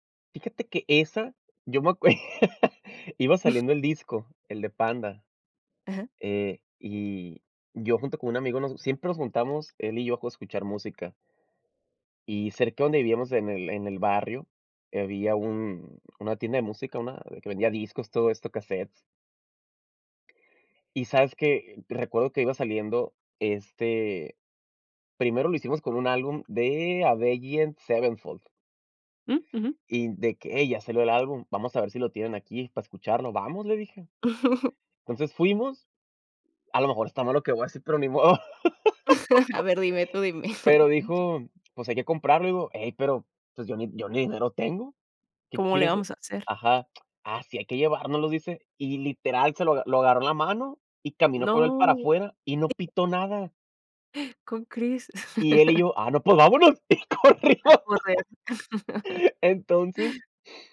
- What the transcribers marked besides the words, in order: laugh; chuckle; chuckle; laugh; chuckle; drawn out: "No"; other background noise; gasp; laugh; laughing while speaking: "y corrimos"; laugh
- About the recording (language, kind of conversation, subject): Spanish, podcast, ¿Qué canción te devuelve a una época concreta de tu vida?